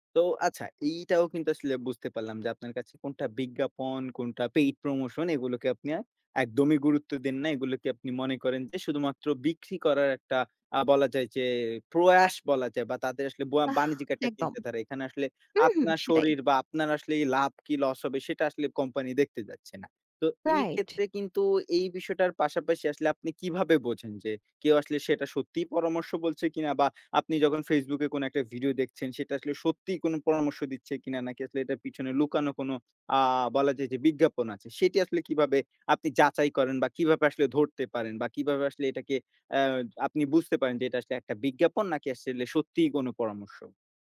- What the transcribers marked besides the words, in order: other background noise; "কিভাবে" said as "কিভাপে"
- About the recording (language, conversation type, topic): Bengali, podcast, বিজ্ঞাপন আর সৎ পরামর্শের মধ্যে আপনি কোনটাকে বেশি গুরুত্ব দেন?